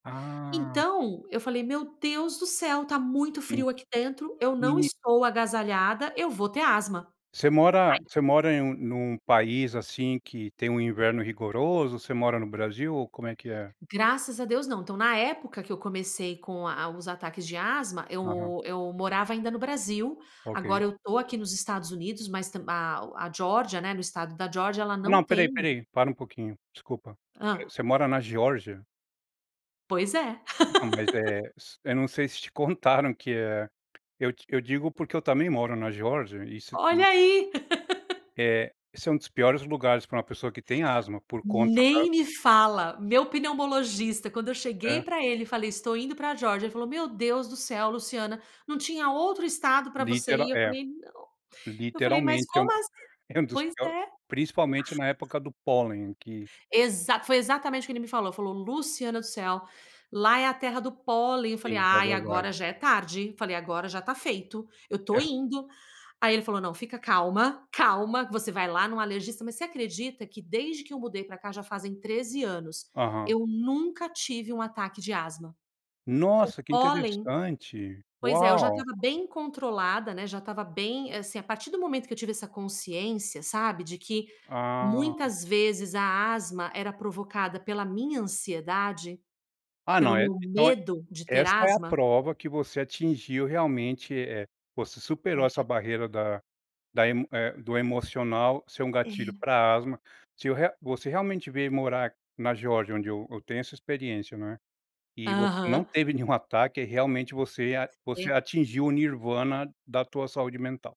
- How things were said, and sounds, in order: tapping; laugh; surprised: "Olha aí!"; laugh; other noise; other background noise
- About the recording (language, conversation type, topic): Portuguese, podcast, Como você cuida da sua saúde mental no dia a dia?